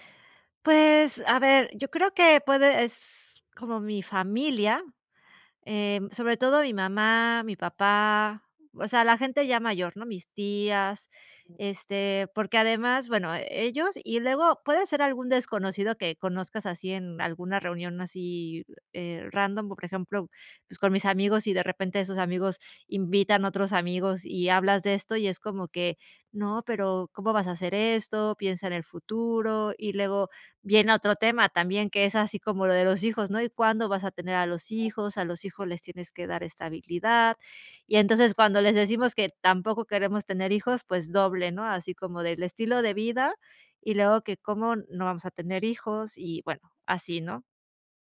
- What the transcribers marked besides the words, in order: other background noise
- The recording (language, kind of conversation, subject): Spanish, advice, ¿Cómo puedo manejar el juicio por elegir un estilo de vida diferente al esperado (sin casa ni hijos)?